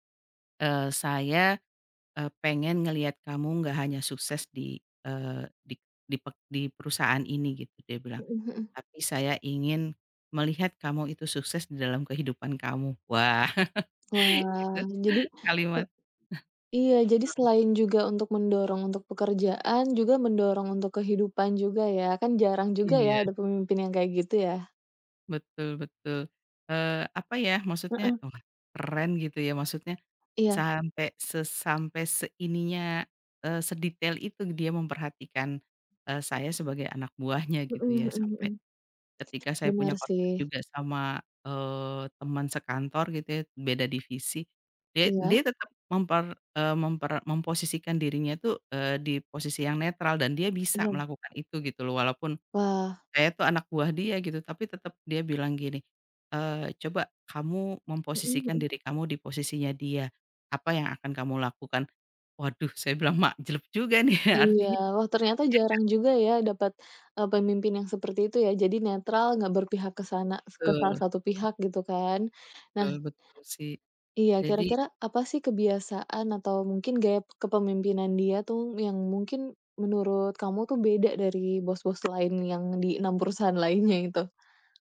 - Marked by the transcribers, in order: laugh; other noise; other background noise; tapping
- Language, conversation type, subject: Indonesian, podcast, Cerita tentang bos atau manajer mana yang paling berkesan bagi Anda?